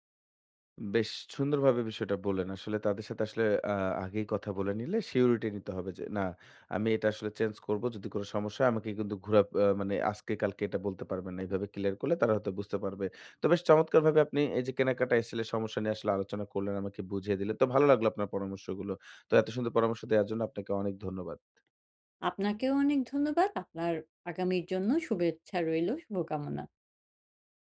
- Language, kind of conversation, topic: Bengali, advice, আমি কীভাবে আমার পোশাকের স্টাইল উন্নত করে কেনাকাটা আরও সহজ করতে পারি?
- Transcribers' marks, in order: tapping